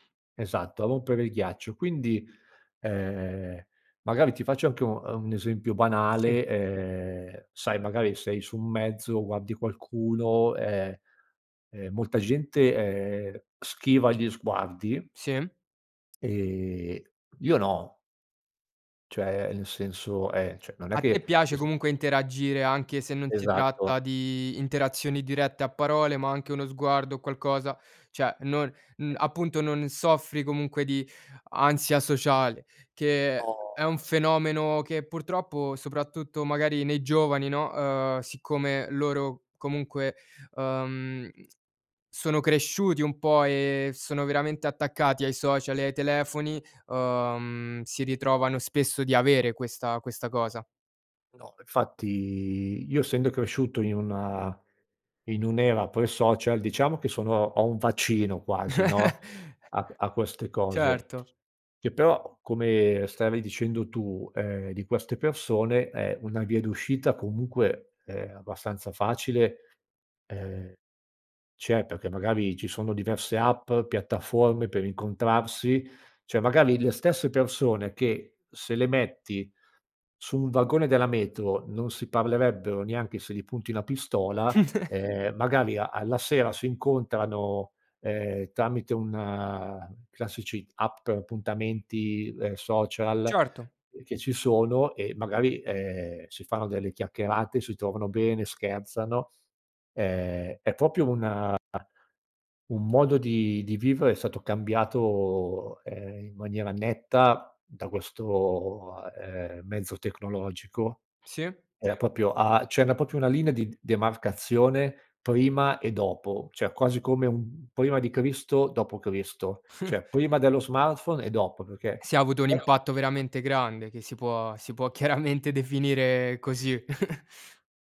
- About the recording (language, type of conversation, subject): Italian, podcast, Come si supera la solitudine in città, secondo te?
- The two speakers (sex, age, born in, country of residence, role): male, 20-24, Romania, Romania, host; male, 45-49, Italy, Italy, guest
- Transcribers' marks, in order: "cioè" said as "ceh"; "cioè" said as "ceh"; drawn out: "ehm"; drawn out: "infatti"; chuckle; other background noise; "Cioè" said as "ceh"; chuckle; "proprio" said as "propio"; "cioè" said as "ceh"; "cioè" said as "ceh"; chuckle; "cioè" said as "ceh"; background speech; laughing while speaking: "chiaramente"; chuckle